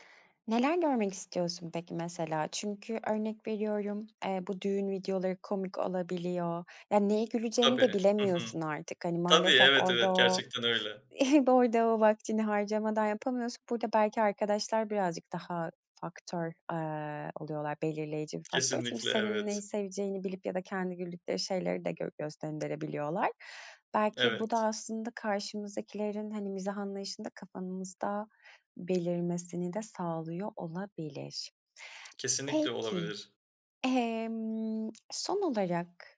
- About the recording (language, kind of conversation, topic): Turkish, podcast, Sabahları telefonu kullanma alışkanlığın nasıl?
- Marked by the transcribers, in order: tapping; other background noise; chuckle